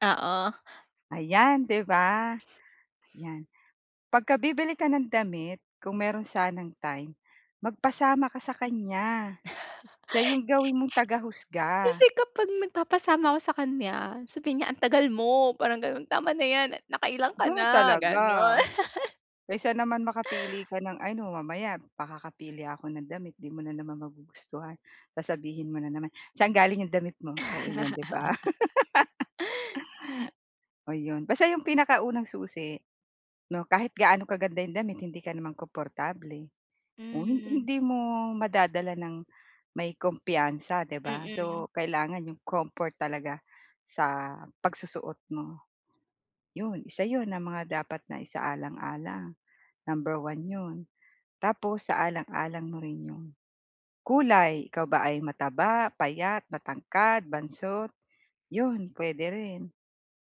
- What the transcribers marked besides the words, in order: chuckle; other noise; chuckle; gasp; chuckle; laugh
- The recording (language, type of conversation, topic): Filipino, advice, Paano ako makakahanap ng damit na bagay sa akin?